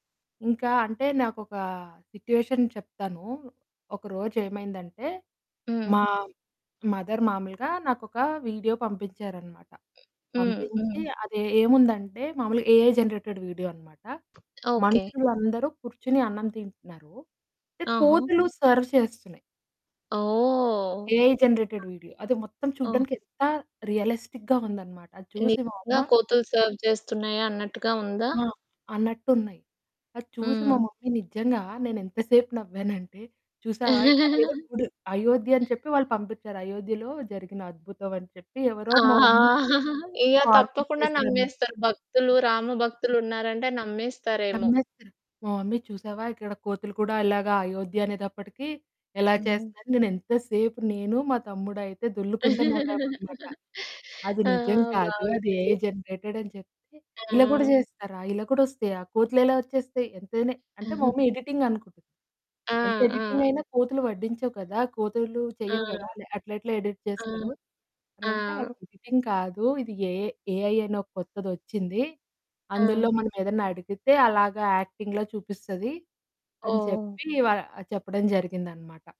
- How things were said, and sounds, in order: in English: "సిట్యుయేషన్"; in English: "మదర్"; other background noise; in English: "ఏఐ జెనరేటెడ్ వీడియో"; in English: "సర్వ్"; drawn out: "ఓహ్!"; in English: "ఏఐ జనరేటెడ్ వీడియో"; in English: "రియలిస్టిక్‌గా"; distorted speech; in English: "సెర్వ్"; in English: "మమ్మీ"; chuckle; chuckle; in English: "మమ్మీకి ఫార్‌వర్డ్"; in English: "మమ్మీ"; chuckle; in English: "ఏఐ జనరేటెడ్"; giggle; in English: "మమ్మి ఎడిటింగ్"; in English: "ఎడిటింగ్"; in English: "ఎడిట్"; in English: "ఎడిటింగ్"; in English: "ఏఐ ఏఐ"; in English: "యాక్టింగ్‌లో"
- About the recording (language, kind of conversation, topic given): Telugu, podcast, వాట్సాప్ గ్రూపుల్లో వచ్చే సమాచారాన్ని మీరు ఎలా వడపోసి నిజానిజాలు తెలుసుకుంటారు?